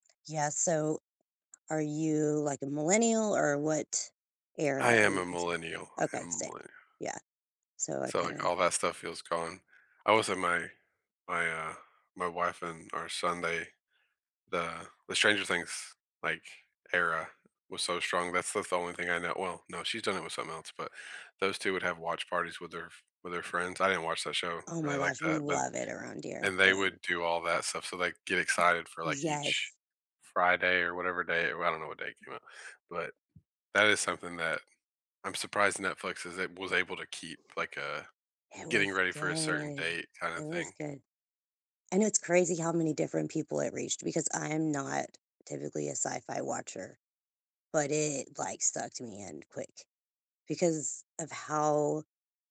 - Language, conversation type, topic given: English, unstructured, How are global streaming wars shaping what you watch and your local culture?
- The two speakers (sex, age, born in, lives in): female, 40-44, United States, United States; male, 35-39, United States, United States
- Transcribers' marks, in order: tapping; other background noise